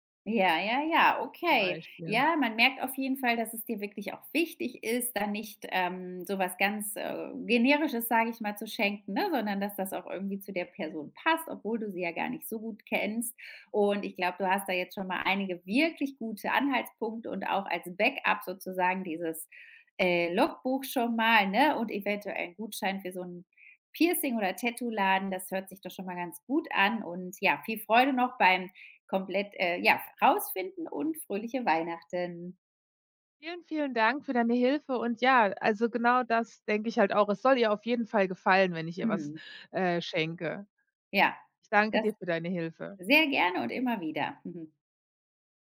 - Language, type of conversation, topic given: German, advice, Welche Geschenkideen gibt es, wenn mir für meine Freundin nichts einfällt?
- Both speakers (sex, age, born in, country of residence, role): female, 35-39, Germany, Spain, advisor; female, 45-49, Germany, United States, user
- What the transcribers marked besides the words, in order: stressed: "wichtig"; stressed: "wirklich"; joyful: "Ja, das sehr gerne und immer wieder"; chuckle